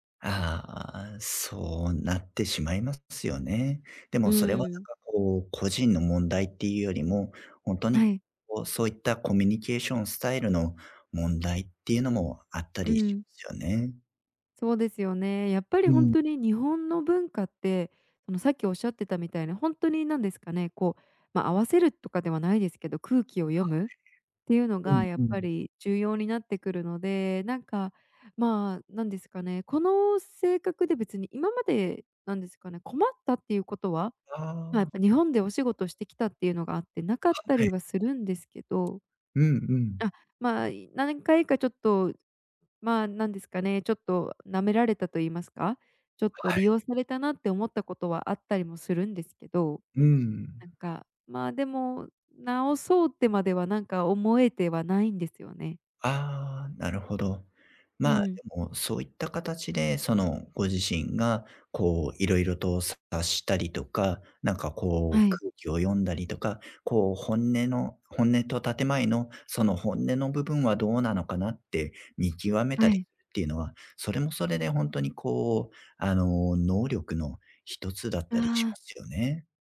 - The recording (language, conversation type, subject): Japanese, advice, 他人の評価が気になって自分の考えを言えないとき、どうすればいいですか？
- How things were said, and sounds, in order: other background noise